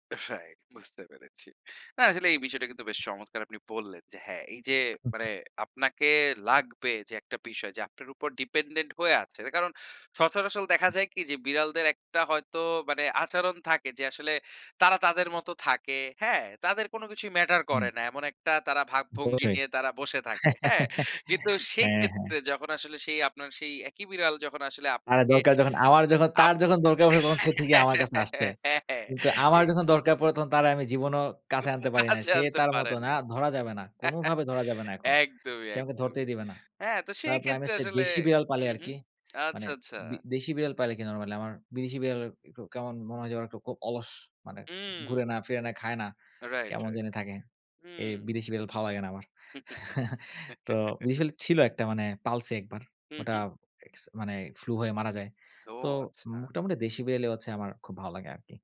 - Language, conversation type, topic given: Bengali, podcast, আপনার ছোট ছোট খুশির রীতিগুলো কী কী?
- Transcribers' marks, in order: other background noise; laugh; laugh; laughing while speaking: "হ্যাঁ, হ্যাঁ"; chuckle; laughing while speaking: "কাছে আনতে পারেন না। একদমই, একদমই"; chuckle; tapping; laugh; chuckle